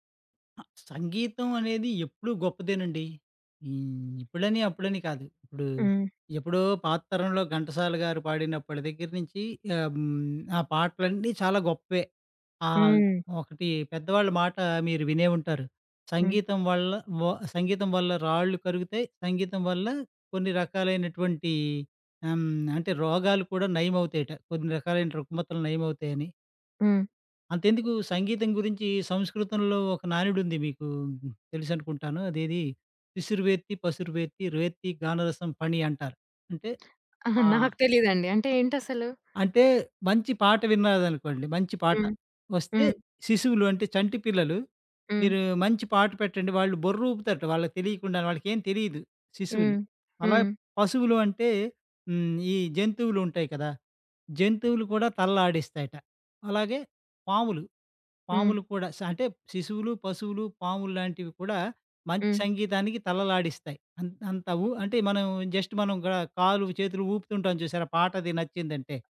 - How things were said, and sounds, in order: other background noise; other street noise; bird; tapping; in Sanskrit: "శిసురువేత్తి పసురువేత్తి రేత్తి గానరసం ఫణి"; in English: "జస్ట్"
- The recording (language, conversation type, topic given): Telugu, podcast, ప్రత్యక్ష సంగీత కార్యక్రమానికి ఎందుకు వెళ్తారు?